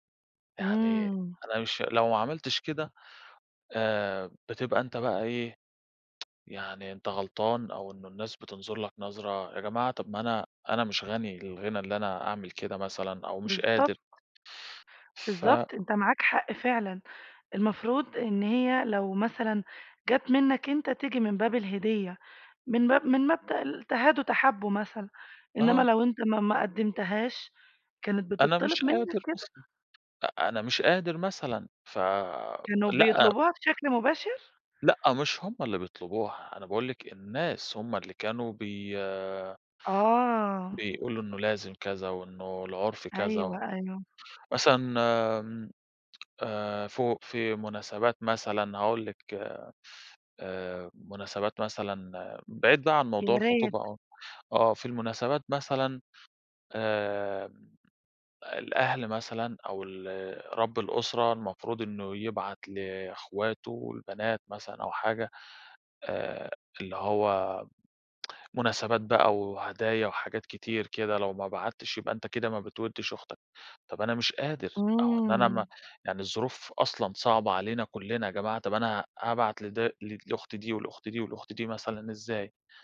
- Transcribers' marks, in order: tsk; tapping; tsk
- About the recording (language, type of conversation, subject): Arabic, advice, إزاي بتوصف إحساسك تجاه الضغط الاجتماعي اللي بيخليك تصرف أكتر في المناسبات والمظاهر؟